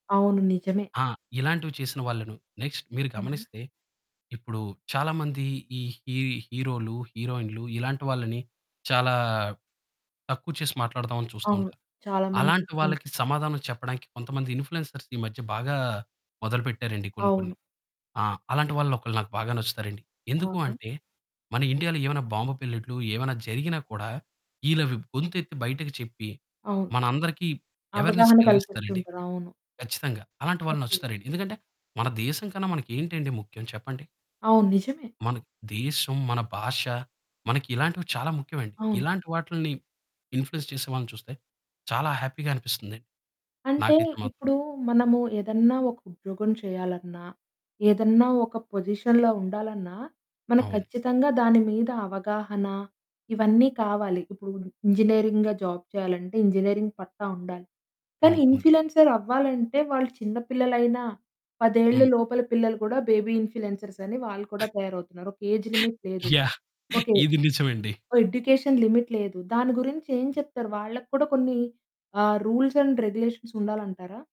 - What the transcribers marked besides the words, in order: in English: "నెక్స్ట్"; in English: "ఇంప్ల్యూయన్సర్స్"; in English: "అవేర్నెస్"; in English: "ఇంప్ల్యూయన్స్"; in English: "హ్యాపీ‌గా"; in English: "పొజిషన్‌లో"; in English: "జాబ్"; in English: "ఇంప్ల్యూయన్సర్"; in English: "బేబీ ఇంప్ల్యూయన్సర్స్"; in English: "ఏజ్ లిమిట్"; laughing while speaking: "యాహ్! ఇది నిజమండి"; in English: "యాహ్!"; in English: "ఎడ్యుకేషన్ లిమిట్"; other background noise; in English: "రూల్స్ అండ్ రెగ్యులేషన్స్"
- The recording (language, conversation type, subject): Telugu, podcast, ఇన్‌ఫ్లూయెన్సర్లు నిజంగా సామాజిక బాధ్యతను వహిస్తున్నారా?